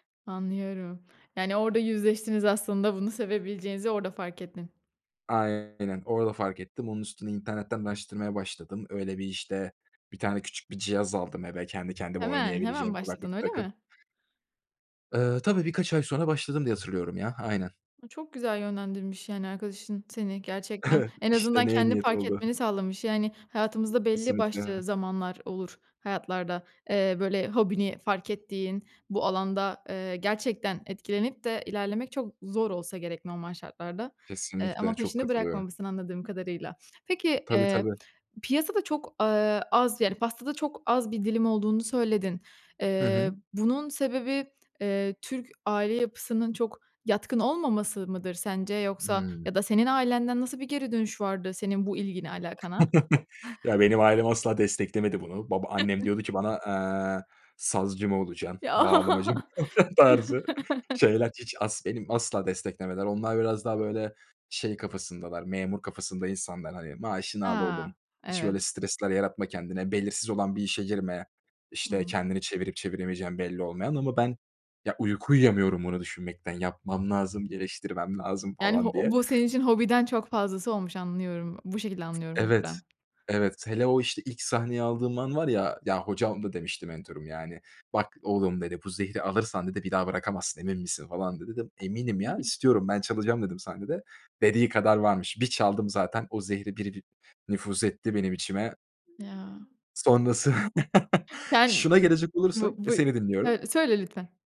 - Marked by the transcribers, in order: anticipating: "öyle mi?"; chuckle; chuckle; laughing while speaking: "olacaksın"; chuckle; drawn out: "Ya"; chuckle
- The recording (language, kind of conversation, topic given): Turkish, podcast, Hayatınızda bir mentor oldu mu, size nasıl yardımcı oldu?